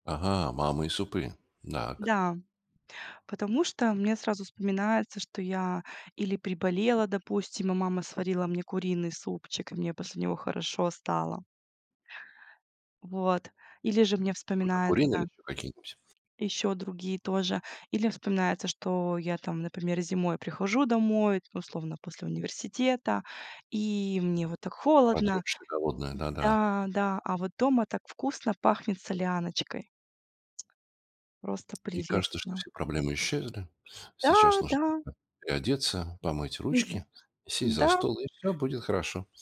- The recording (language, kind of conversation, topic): Russian, podcast, Что для тебя значит комфортная еда и почему?
- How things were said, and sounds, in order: other background noise; tapping